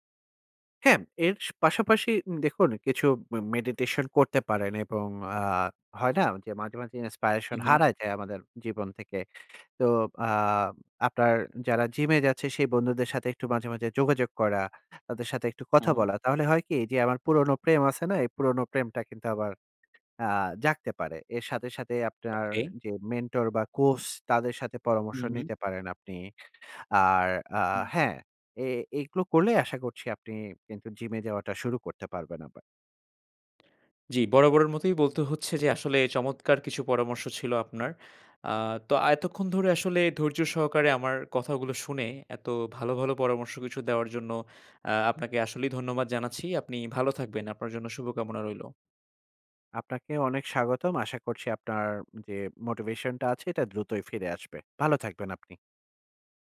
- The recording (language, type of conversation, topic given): Bengali, advice, জিমে যাওয়ার উৎসাহ পাচ্ছি না—আবার কীভাবে আগ্রহ ফিরে পাব?
- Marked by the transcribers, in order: tapping; other background noise